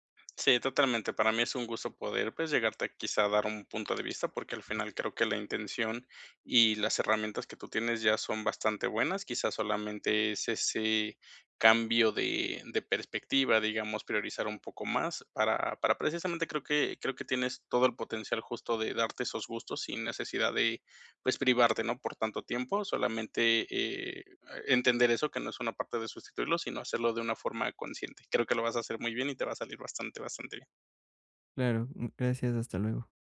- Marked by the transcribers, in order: none
- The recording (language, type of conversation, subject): Spanish, advice, ¿Cómo puedo ahorrar sin sentir que me privo demasiado?